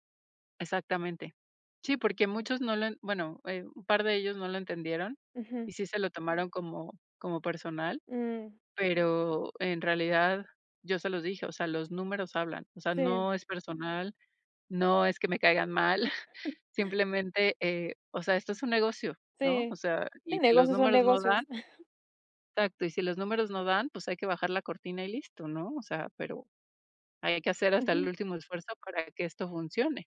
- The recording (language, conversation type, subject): Spanish, advice, ¿Cómo puedo preparar la conversación de salida al presentar mi renuncia o solicitar un cambio de equipo?
- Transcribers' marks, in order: giggle; chuckle; chuckle